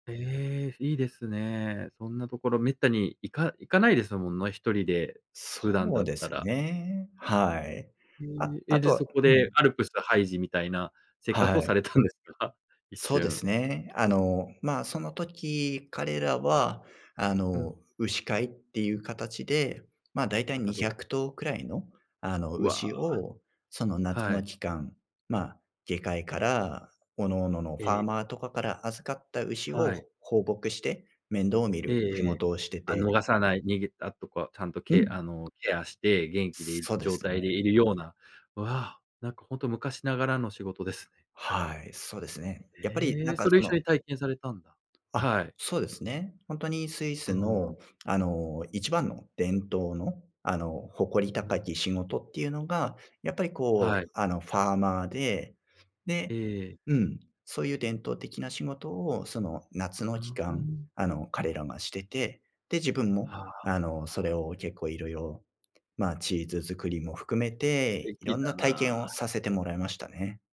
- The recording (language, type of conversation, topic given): Japanese, podcast, 偶然の出会いで起きた面白いエピソードはありますか？
- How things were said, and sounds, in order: laughing while speaking: "されたんですか？"; tapping